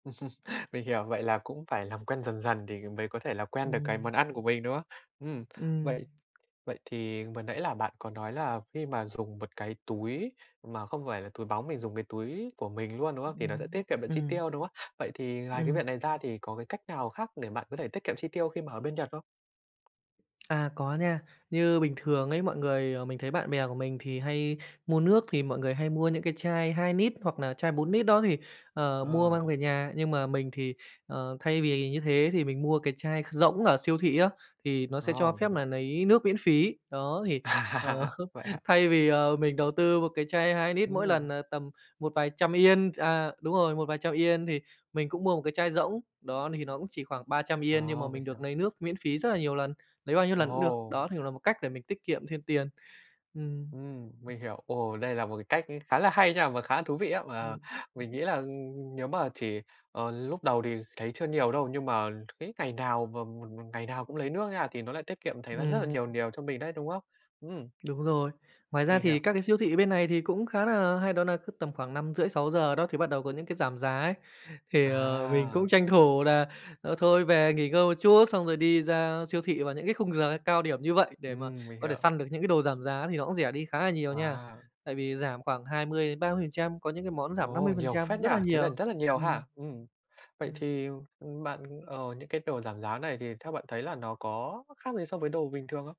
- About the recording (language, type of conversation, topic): Vietnamese, podcast, Bạn đã bao giờ rời quê hương để bắt đầu một cuộc sống mới chưa?
- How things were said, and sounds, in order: laugh; tapping; laughing while speaking: "ờ"; laughing while speaking: "À"